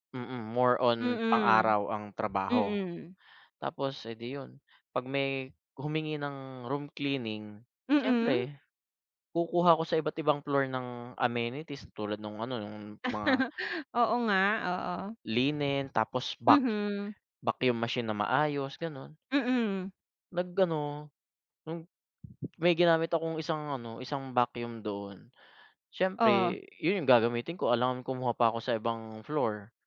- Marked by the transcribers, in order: other background noise; chuckle; wind
- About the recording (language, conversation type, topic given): Filipino, unstructured, Ano ang masasabi mo tungkol sa mga taong laging nagrereklamo pero walang ginagawa?